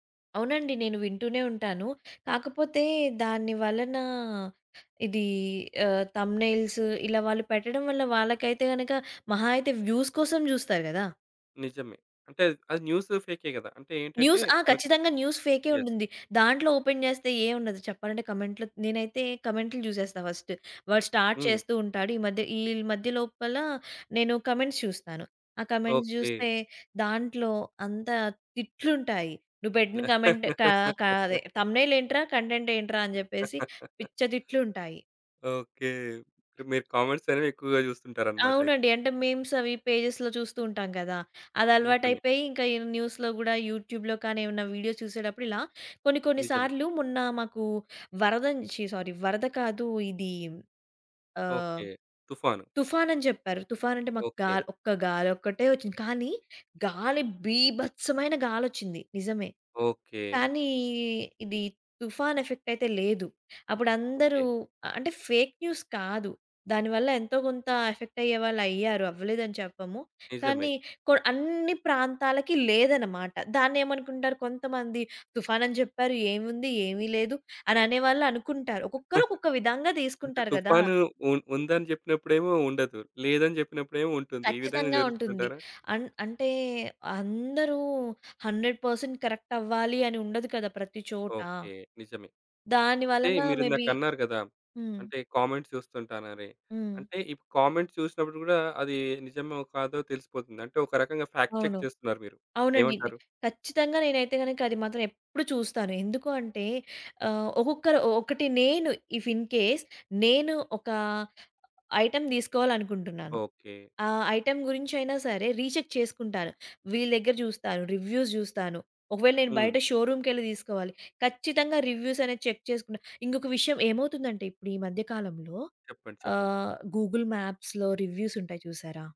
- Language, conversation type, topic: Telugu, podcast, ఫేక్ న్యూస్ కనిపిస్తే మీరు ఏమి చేయాలని అనుకుంటారు?
- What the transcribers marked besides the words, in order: in English: "థంబ్‌నెయిల్స్"; in English: "వ్యూస్"; in English: "న్యూస్"; in English: "యెస్"; in English: "న్యూస్"; in English: "ఓపెన్"; in English: "కమెంట్‌లో"; in English: "ఫస్ట్"; in English: "స్టార్ట్"; in English: "కమెంట్స్"; in English: "కమెంట్స్"; laugh; in English: "కమెంట్"; in English: "థంబ్‌నెయిల్"; in English: "కంటెంట్"; chuckle; laughing while speaking: "ఓకే. మీరు కామెంట్స్ అనేవి ఎక్కువగా జూస్తుంటారనమాట అయితే"; in English: "కామెంట్స్"; other background noise; in English: "మీమ్స్"; in English: "పేజెస్‌లో"; in English: "న్యూస్‌లో"; in English: "యూట్యూబ్‌లో"; in English: "సారీ"; in English: "ఎఫెక్ట్"; in English: "ఫేక్ న్యూస్"; in English: "ఎఫెక్ట్"; chuckle; in English: "హండ్రెడ్ పర్సెంట్ కరెక్ట్"; in English: "కామెంట్స్"; in English: "మేబీ"; in English: "కామెంట్స్"; in English: "ఫ్యాక్ట్ చెక్"; in English: "ఇఫ్ ఇన్‌కేస్"; in English: "ఐటమ్"; in English: "ఐటమ్"; in English: "రీచెక్"; in English: "రివ్యూస్"; in English: "రివ్యూస్"; in English: "చెక్"; in English: "గూగుల్ మ్యాప్స్‌లో రివ్యూస్"